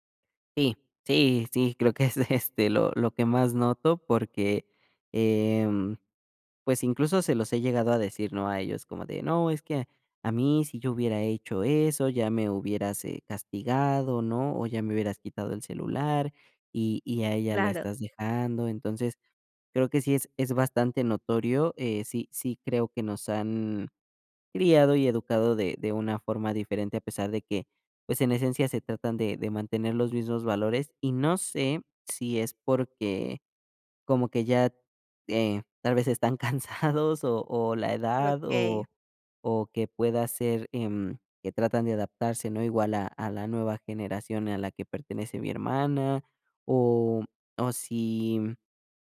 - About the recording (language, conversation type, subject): Spanish, advice, ¿Cómo puedo comunicar mis decisiones de crianza a mi familia sin generar conflictos?
- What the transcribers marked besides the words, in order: laughing while speaking: "que es, este"; laughing while speaking: "cansados"